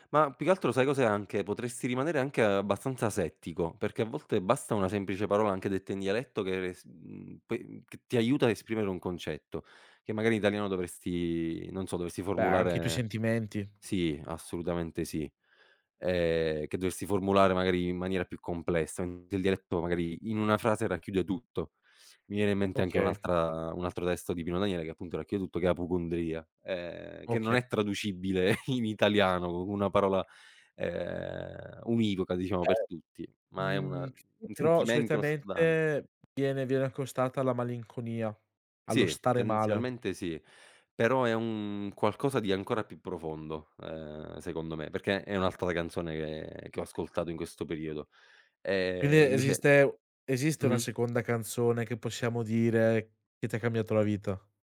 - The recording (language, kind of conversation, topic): Italian, podcast, Qual è stata la prima canzone che ti ha cambiato la vita?
- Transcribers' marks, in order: "Appocundria" said as "apupundria"; chuckle; unintelligible speech; "Quindi" said as "inde"